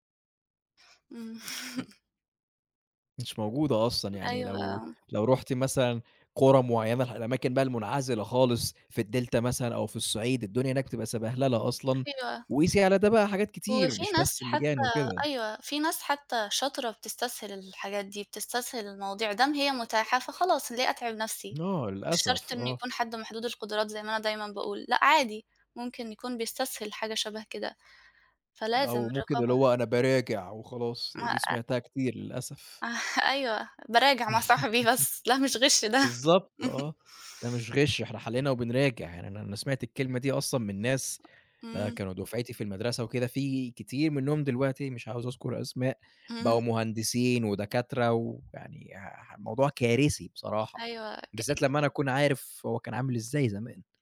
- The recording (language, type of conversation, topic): Arabic, unstructured, إزاي الغش في الامتحانات بيأثر على المجتمع؟
- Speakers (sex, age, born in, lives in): female, 20-24, Egypt, Egypt; male, 25-29, Egypt, Egypt
- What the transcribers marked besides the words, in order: unintelligible speech; chuckle; other background noise; chuckle; laugh; chuckle; tapping